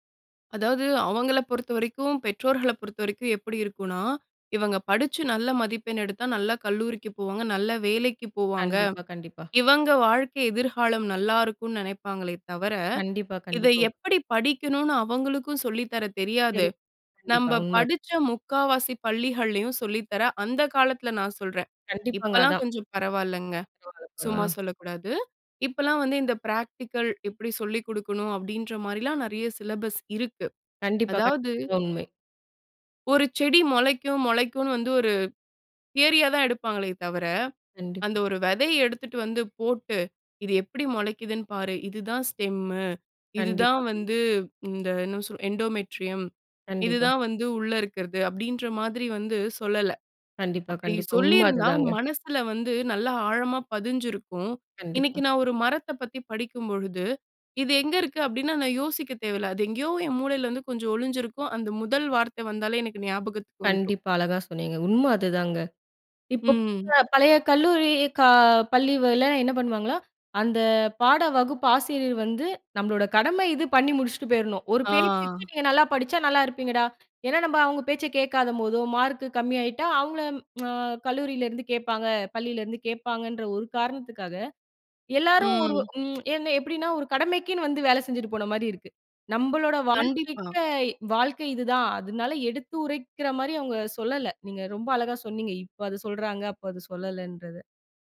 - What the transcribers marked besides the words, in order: unintelligible speech; in English: "பிராக்டிகல்"; in English: "சிலபஸ்"; unintelligible speech; in English: "எண்டோமெட்ரியம்"; unintelligible speech; "பள்ளிகள்ல" said as "பள்ளி வல"; tsk
- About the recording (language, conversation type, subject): Tamil, podcast, நீங்கள் கல்வியை ஆயுள் முழுவதும் தொடரும் ஒரு பயணமாகக் கருதுகிறீர்களா?